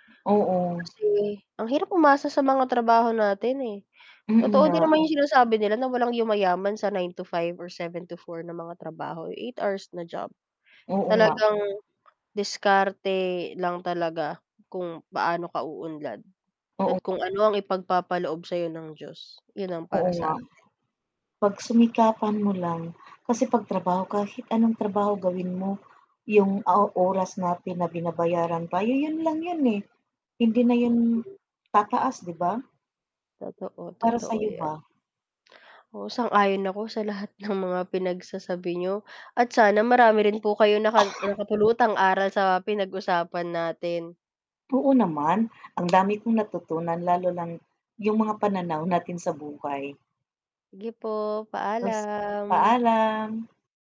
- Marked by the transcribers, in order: static; distorted speech
- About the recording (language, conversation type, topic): Filipino, unstructured, Paano nagbago ang pananaw mo sa tagumpay mula pagkabata hanggang ngayon?